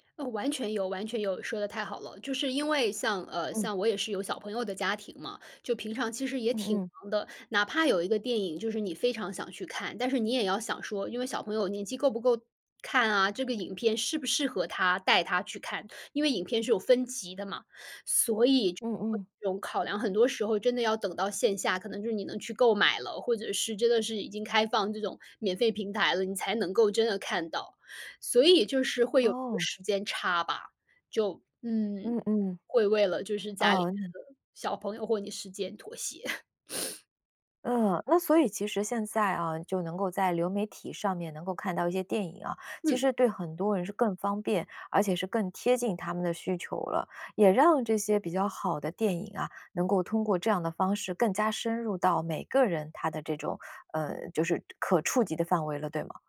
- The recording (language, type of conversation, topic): Chinese, podcast, 你更喜欢在电影院观影还是在家观影？
- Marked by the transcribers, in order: other background noise; other noise; chuckle; sniff